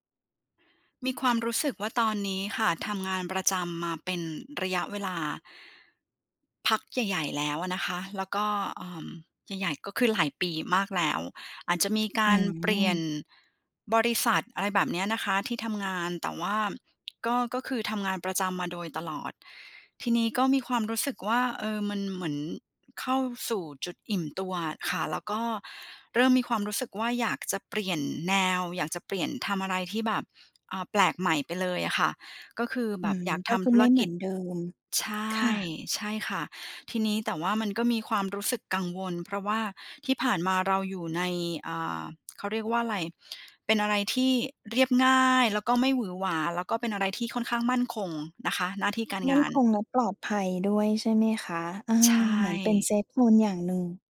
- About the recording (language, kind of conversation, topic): Thai, advice, จะเปลี่ยนอาชีพอย่างไรดีทั้งที่กลัวการเริ่มต้นใหม่?
- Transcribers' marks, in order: tapping; other background noise; in English: "เซฟโซน"